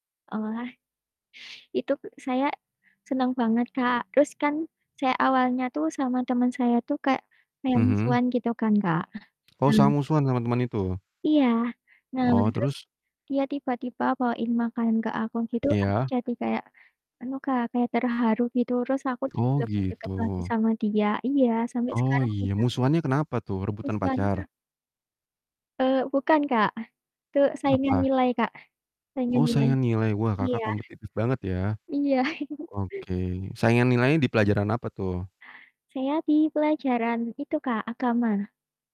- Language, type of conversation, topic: Indonesian, unstructured, Bagaimana makanan dapat menjadi cara untuk menunjukkan perhatian kepada orang lain?
- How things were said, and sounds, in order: distorted speech; static; tapping; chuckle